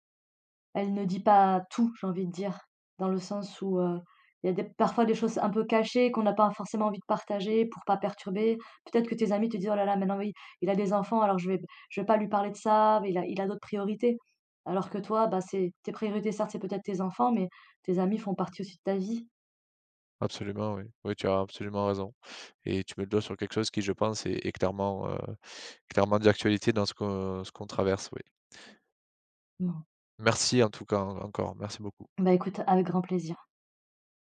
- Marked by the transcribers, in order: none
- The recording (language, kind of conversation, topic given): French, advice, Comment maintenir mes amitiés lorsque la dynamique du groupe change ?